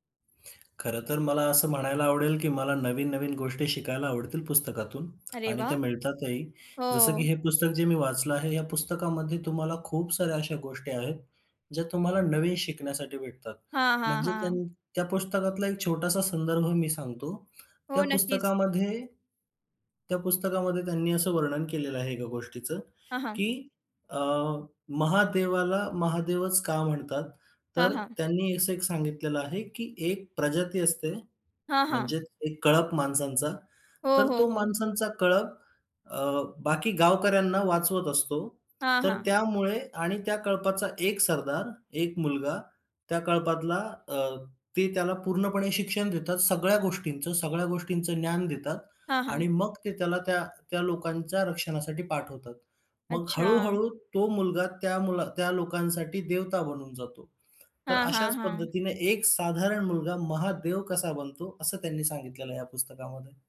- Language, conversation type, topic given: Marathi, podcast, पुस्तकं वाचताना तुला काय आनंद येतो?
- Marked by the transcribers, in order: none